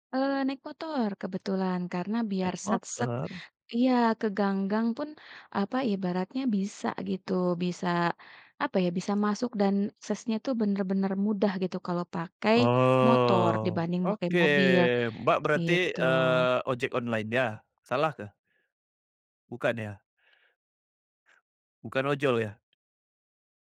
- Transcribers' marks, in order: drawn out: "Oh"; other background noise; tapping
- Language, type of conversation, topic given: Indonesian, podcast, Bagaimana biasanya kamu menemukan tempat-tempat tersembunyi saat jalan-jalan di kota?